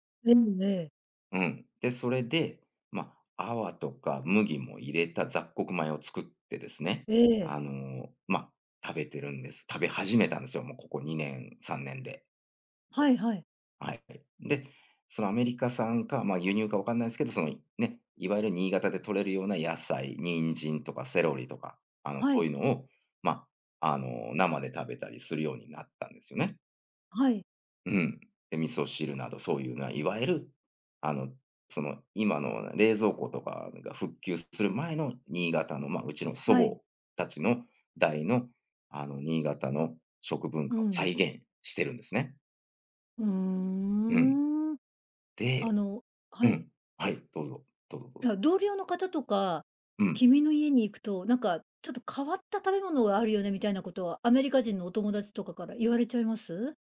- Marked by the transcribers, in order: other noise; drawn out: "うーん"
- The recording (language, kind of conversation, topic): Japanese, podcast, 食文化に関して、特に印象に残っている体験は何ですか?